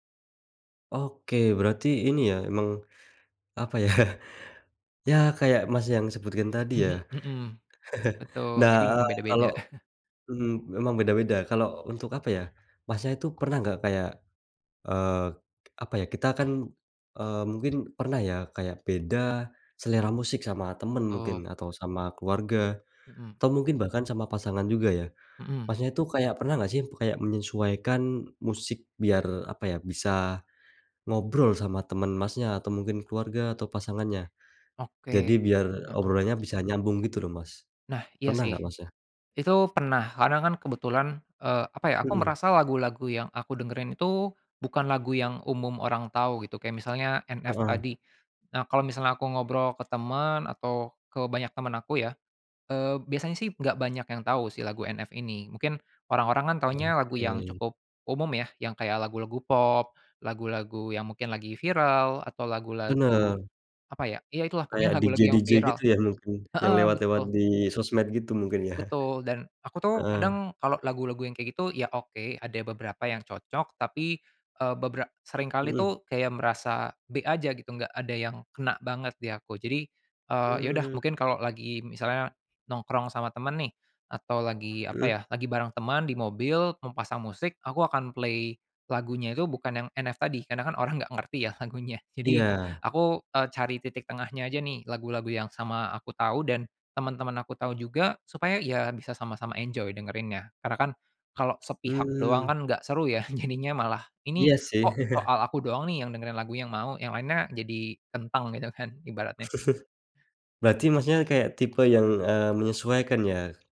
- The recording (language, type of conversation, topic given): Indonesian, podcast, Bagaimana musik membantu kamu melewati masa-masa sulit?
- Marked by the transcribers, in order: laughing while speaking: "ya?"; chuckle; chuckle; tapping; other background noise; in English: "DJ DJ"; laughing while speaking: "ya?"; in English: "play"; in English: "enjoy"; laughing while speaking: "jadinya"; chuckle; laughing while speaking: "gitu kan"; chuckle